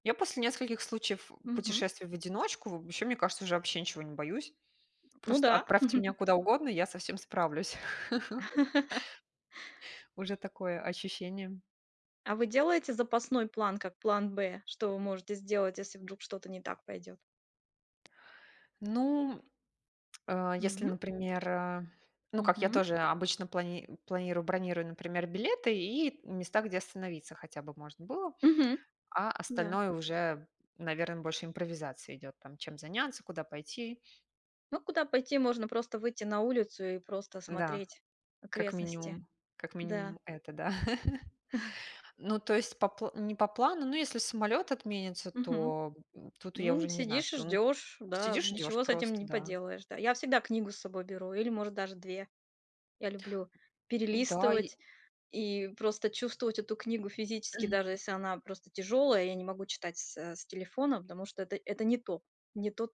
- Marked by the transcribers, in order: laugh; laugh; tapping; laugh; chuckle
- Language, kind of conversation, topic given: Russian, unstructured, Что вы обычно делаете, если в путешествии что-то идёт не по плану?